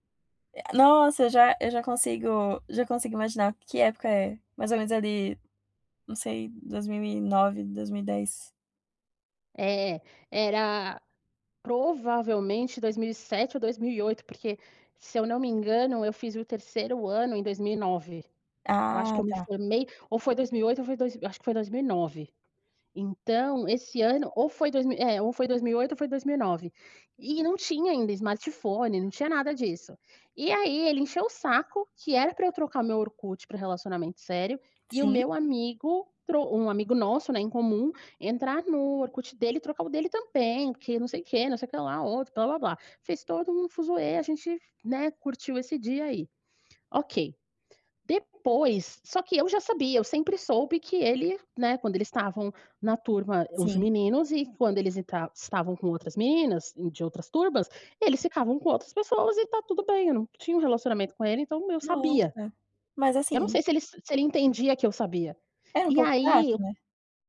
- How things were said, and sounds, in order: other background noise; tapping
- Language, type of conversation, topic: Portuguese, podcast, Que faixa marcou seu primeiro amor?